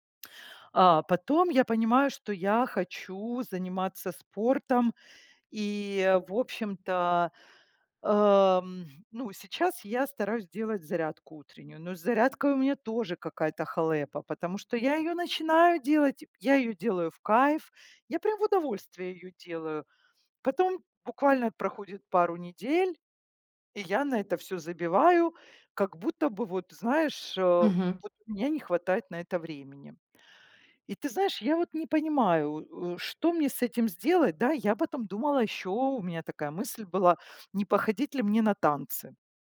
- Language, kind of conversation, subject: Russian, advice, Как выбрать, на какие проекты стоит тратить время, если их слишком много?
- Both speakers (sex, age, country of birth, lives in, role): female, 40-44, Ukraine, Italy, advisor; female, 50-54, Ukraine, Italy, user
- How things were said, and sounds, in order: tapping; in Ukrainian: "халепа"